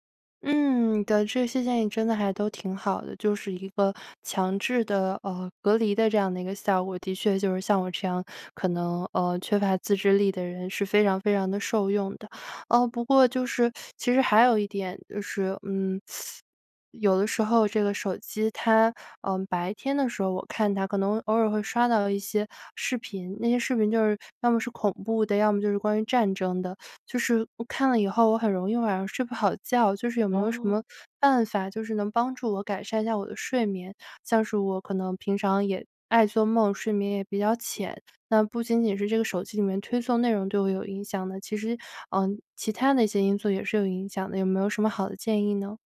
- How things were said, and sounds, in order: teeth sucking; teeth sucking
- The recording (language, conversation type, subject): Chinese, advice, 晚上玩手机会怎样影响你的睡前习惯？